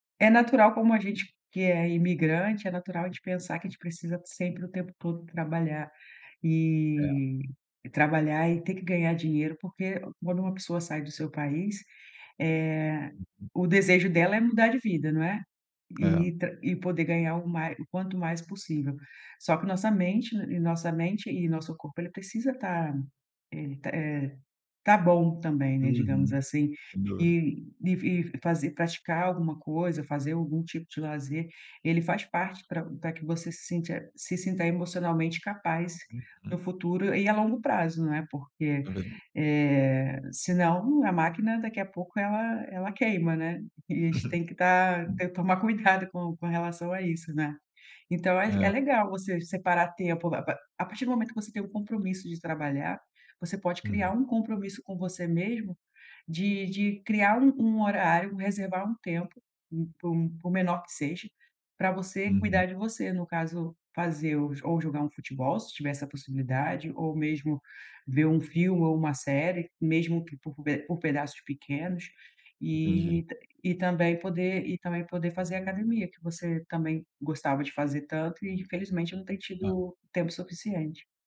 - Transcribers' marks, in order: tapping; chuckle; "seja" said as "seje"
- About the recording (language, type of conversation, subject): Portuguese, advice, Como posso criar uma rotina de lazer de que eu goste?